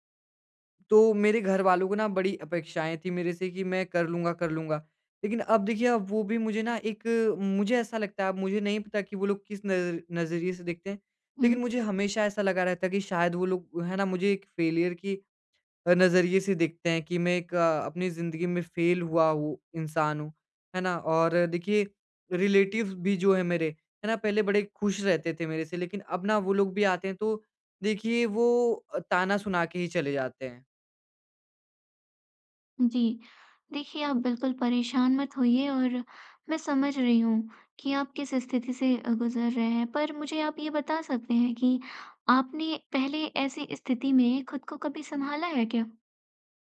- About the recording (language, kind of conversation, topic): Hindi, advice, मैं शर्मिंदगी के अनुभव के बाद अपना आत्म-सम्मान फिर से कैसे बना सकता/सकती हूँ?
- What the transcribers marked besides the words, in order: in English: "फ़ेलियर"; in English: "फ़ेल"; in English: "रिलेटिव्स"